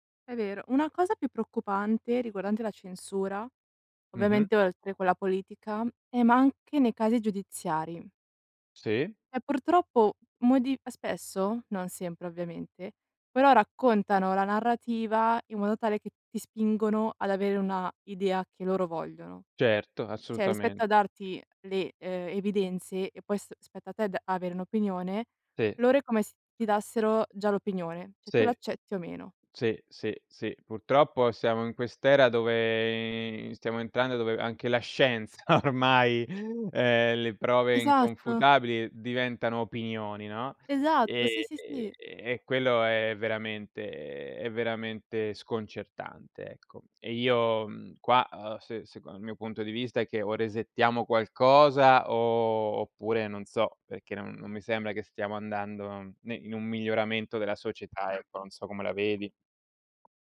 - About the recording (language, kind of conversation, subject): Italian, unstructured, Pensi che la censura possa essere giustificata nelle notizie?
- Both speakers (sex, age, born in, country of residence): female, 20-24, Italy, Italy; male, 40-44, Italy, Italy
- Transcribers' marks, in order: "Cioè" said as "ceh"; "dessero" said as "dassero"; tapping; "Cioè" said as "ceh"; laughing while speaking: "ormai"; other background noise